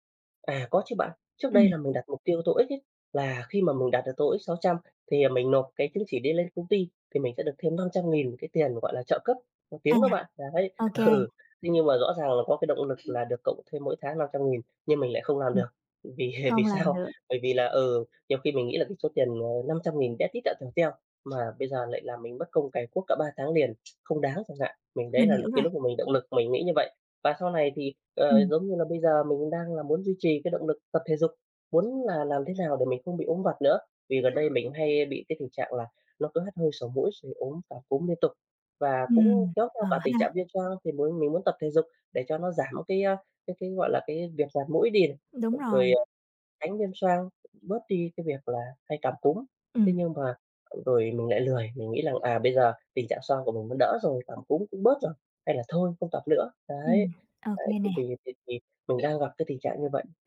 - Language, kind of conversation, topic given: Vietnamese, advice, Làm sao để giữ động lực khi đang cải thiện nhưng cảm thấy tiến triển chững lại?
- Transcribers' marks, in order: other background noise; laughing while speaking: "Ừ"; tapping; laughing while speaking: "Vì vì"